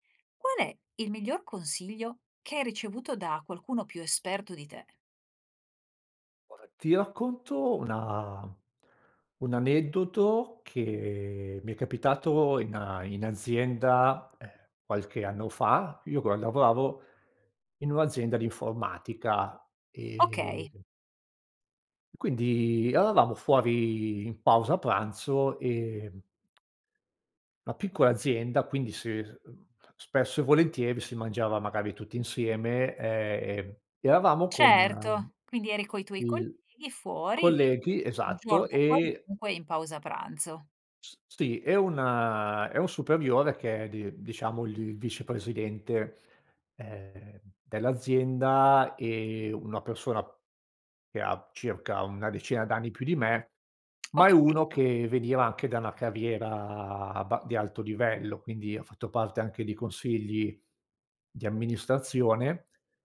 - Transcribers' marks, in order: "Guarda" said as "guara"; drawn out: "che"; "lavoravo" said as "lavoavo"; other background noise; tapping
- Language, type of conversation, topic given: Italian, podcast, Qual è il miglior consiglio che hai ricevuto da qualcuno più esperto?